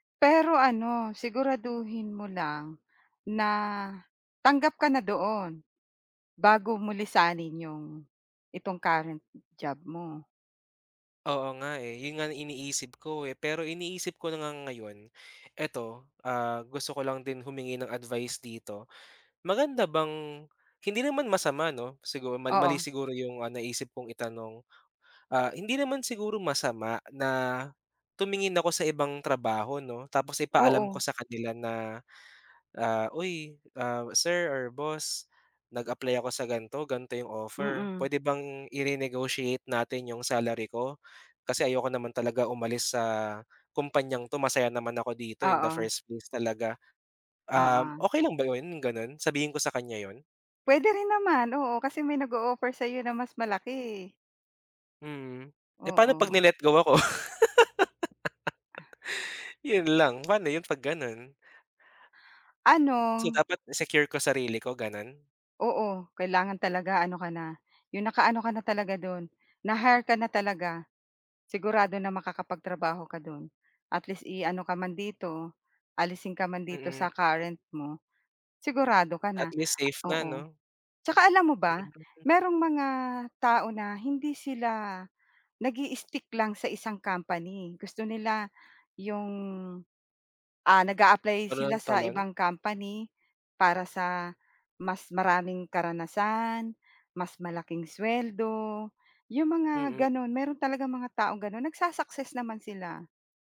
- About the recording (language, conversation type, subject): Filipino, advice, Bakit ka nag-aalala kung tatanggapin mo ang kontra-alok ng iyong employer?
- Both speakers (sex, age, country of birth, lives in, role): female, 45-49, Philippines, Philippines, advisor; male, 25-29, Philippines, Philippines, user
- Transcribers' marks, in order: tapping; laugh